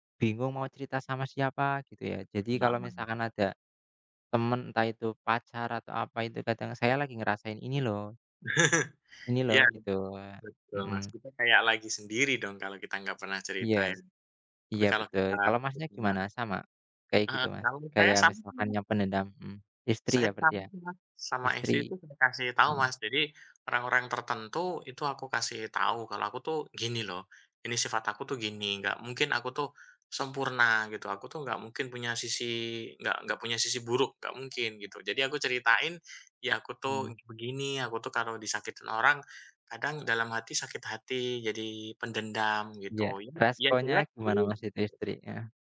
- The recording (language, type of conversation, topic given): Indonesian, unstructured, Pernahkah kamu merasa perlu menyembunyikan sisi tertentu dari dirimu, dan mengapa?
- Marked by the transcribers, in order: laugh; other background noise